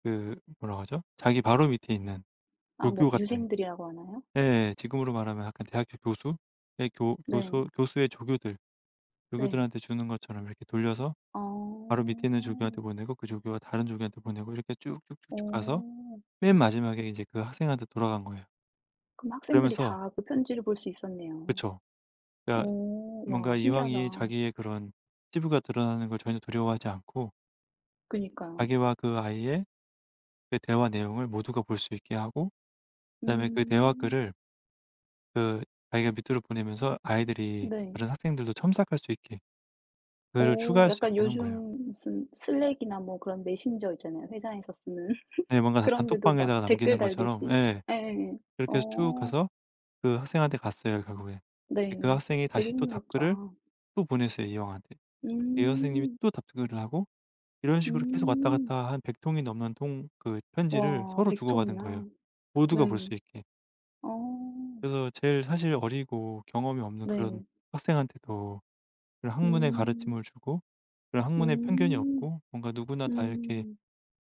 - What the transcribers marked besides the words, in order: tapping; laugh; other background noise
- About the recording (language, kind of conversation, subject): Korean, unstructured, 역사적인 장소를 방문해 본 적이 있나요? 그중에서 무엇이 가장 기억에 남았나요?
- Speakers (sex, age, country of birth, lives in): female, 35-39, South Korea, South Korea; male, 35-39, South Korea, France